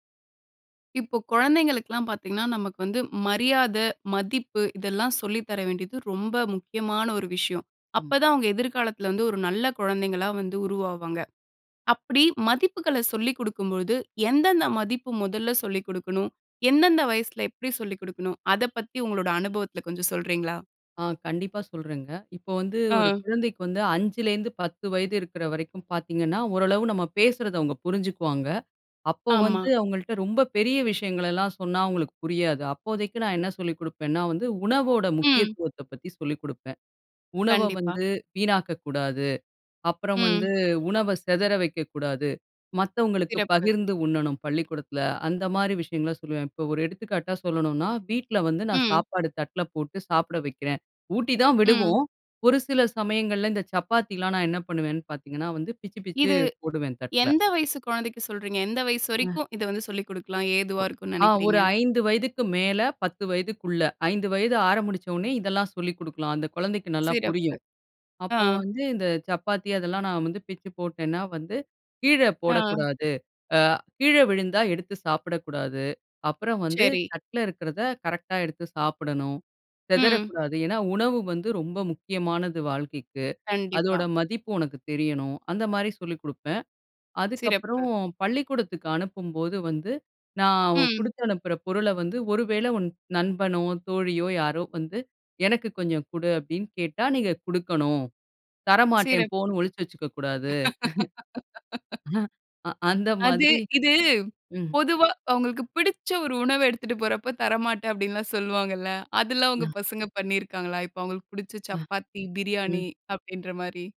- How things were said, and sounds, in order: other background noise; laugh; chuckle
- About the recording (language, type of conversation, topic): Tamil, podcast, பிள்ளைகளுக்கு முதலில் எந்த மதிப்புகளை கற்றுக்கொடுக்க வேண்டும்?